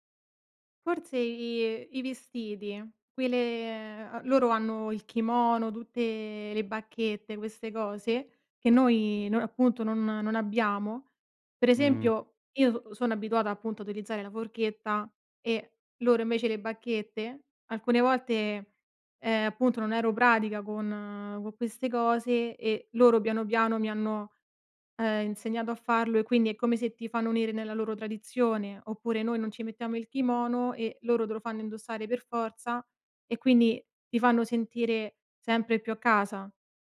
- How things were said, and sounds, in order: none
- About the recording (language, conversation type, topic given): Italian, podcast, Raccontami di una volta in cui il cibo ha unito persone diverse?